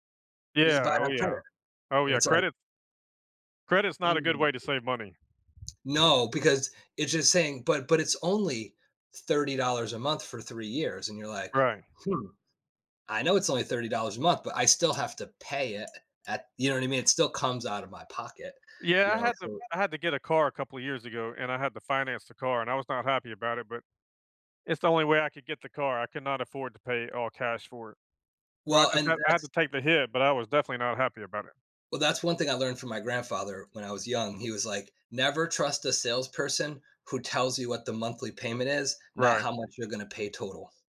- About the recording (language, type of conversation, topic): English, unstructured, What habits or strategies help you stick to your savings goals?
- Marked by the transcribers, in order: tapping